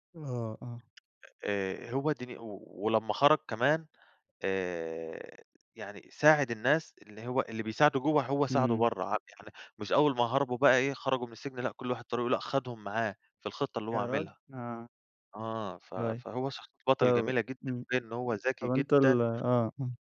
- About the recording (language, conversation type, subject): Arabic, podcast, إيه المسلسل اللي تقدر تتفرّج عليه من غير ما توقّف؟
- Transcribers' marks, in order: other background noise; unintelligible speech